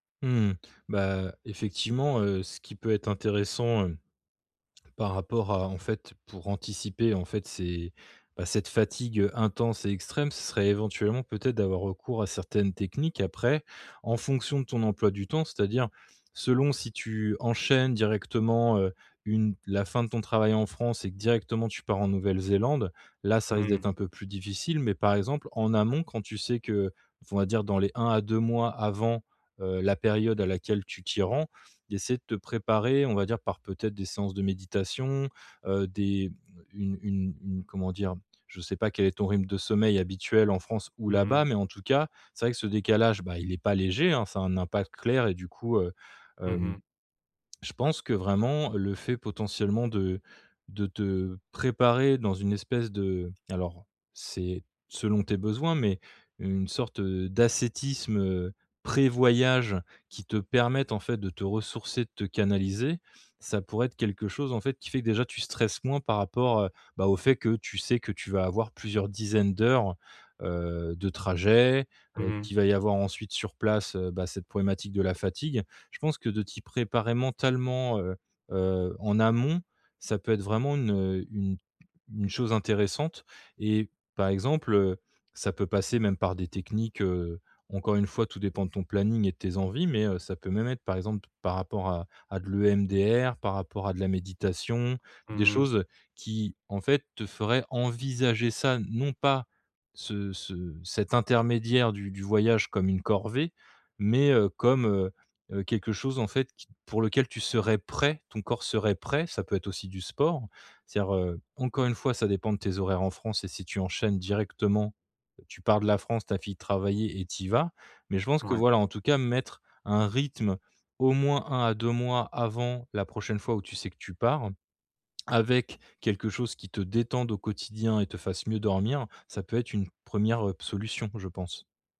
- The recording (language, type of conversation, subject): French, advice, Comment vivez-vous le décalage horaire après un long voyage ?
- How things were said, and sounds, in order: stressed: "pré-voyage"; tapping; stressed: "envisager"; stressed: "prêt"